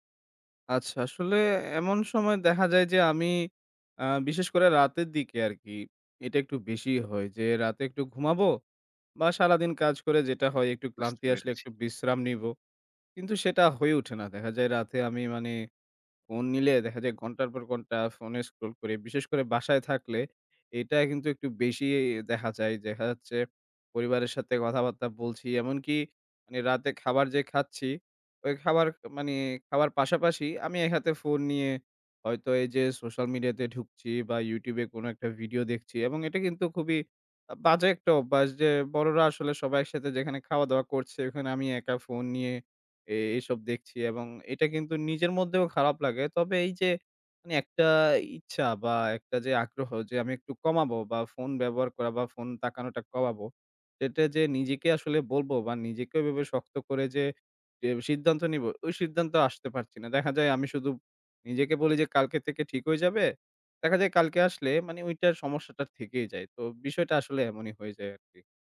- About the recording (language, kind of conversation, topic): Bengali, advice, ফোন দেখা কমানোর অভ্যাস গড়তে আপনার কি কষ্ট হচ্ছে?
- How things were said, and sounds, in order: "মানে" said as "মানি"; unintelligible speech; tapping